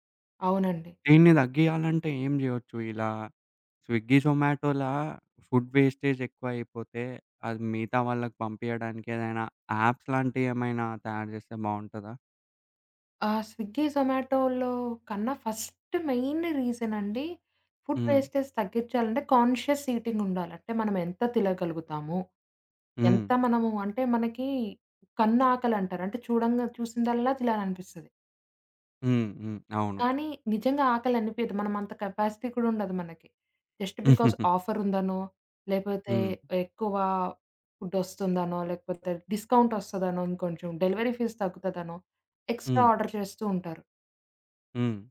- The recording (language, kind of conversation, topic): Telugu, podcast, ఆహార వృథాను తగ్గించడానికి ఇంట్లో సులభంగా పాటించగల మార్గాలు ఏమేమి?
- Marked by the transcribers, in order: horn; in English: "స్విగ్గీ, జొమాటోల ఫుడ్ వేస్టేజ్"; in English: "యాప్స్"; other background noise; in English: "స్విగ్గీ, జొమాటోలో"; in English: "ఫస్ట్ మెయిన్"; in English: "ఫుడ్ వేస్టేజ్"; in English: "కాన్‌షియస్ ఈటింగ్"; "తినగలుగుతామో" said as "తిలగలుగుతామో"; tapping; in English: "కెపాసిటీ"; in English: "జస్ట్ బికాజ్ ఆఫర్"; giggle; in English: "ఫుడ్"; in English: "డిస్కౌంట్"; in English: "డెలివరీ ఫీజ్"; in English: "ఎక్స్ట్రా ఆర్డర్"